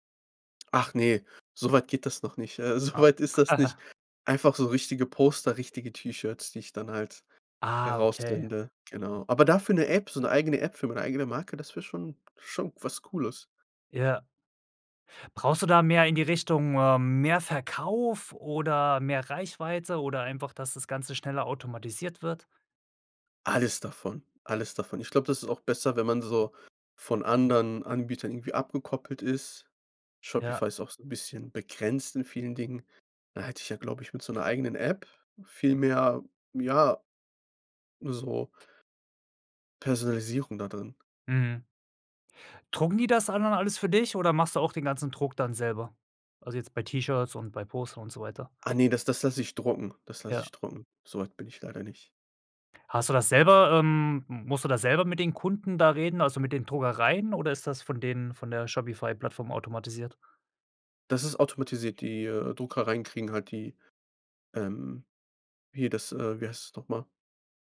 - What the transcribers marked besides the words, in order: laughing while speaking: "so weit"; chuckle
- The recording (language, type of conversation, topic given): German, podcast, Welche Apps erleichtern dir wirklich den Alltag?